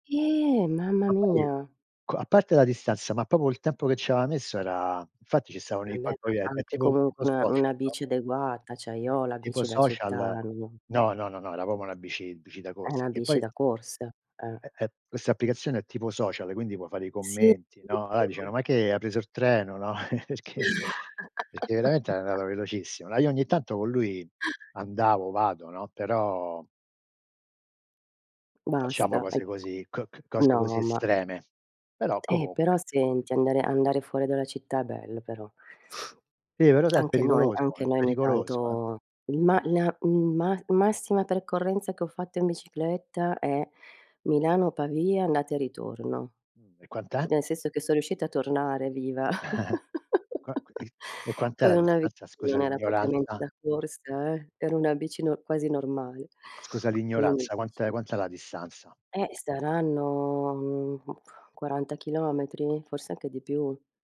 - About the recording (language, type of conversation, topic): Italian, unstructured, Qual è lo sport che preferisci per mantenerti in forma?
- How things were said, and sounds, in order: drawn out: "Ehm, mamma mia"; tapping; "Cioè" said as "ceh"; "proprio" said as "popo"; unintelligible speech; laugh; laughing while speaking: "Perché"; unintelligible speech; chuckle; other background noise; giggle